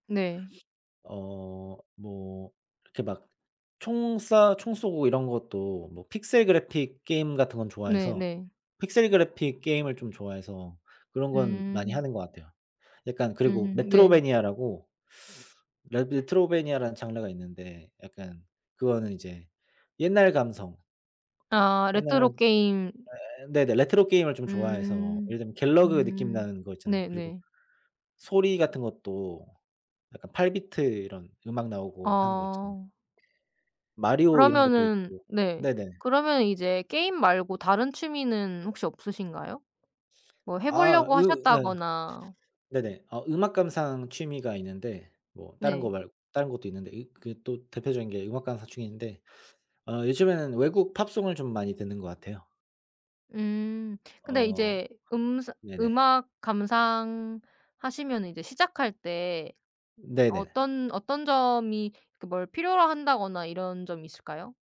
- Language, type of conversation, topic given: Korean, unstructured, 기분 전환할 때 추천하고 싶은 취미가 있나요?
- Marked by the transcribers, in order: tapping; other background noise